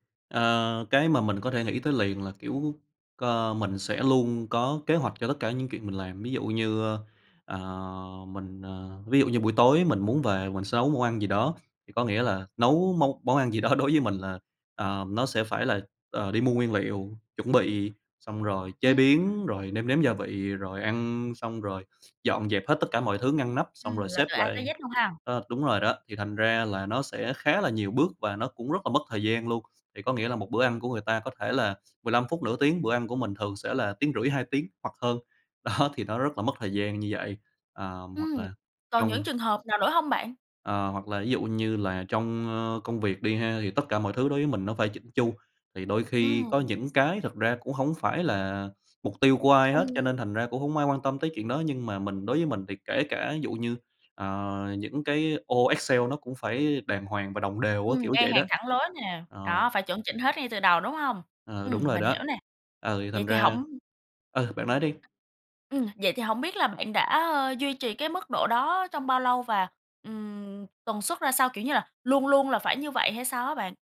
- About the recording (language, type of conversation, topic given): Vietnamese, advice, Bạn đang tự kỷ luật quá khắt khe đến mức bị kiệt sức như thế nào?
- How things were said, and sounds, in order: other background noise; laughing while speaking: "đối với mình"; unintelligible speech; laughing while speaking: "Đó"; tapping